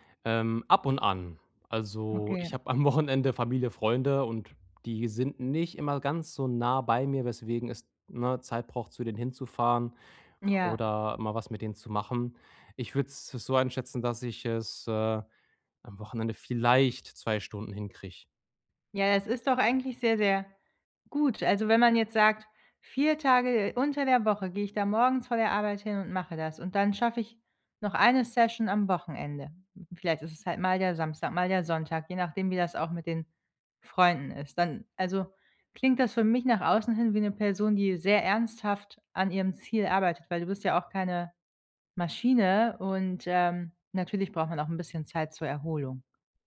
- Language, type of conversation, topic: German, advice, Wie kann ich beim Training langfristig motiviert bleiben?
- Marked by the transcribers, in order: laughing while speaking: "Wochenende"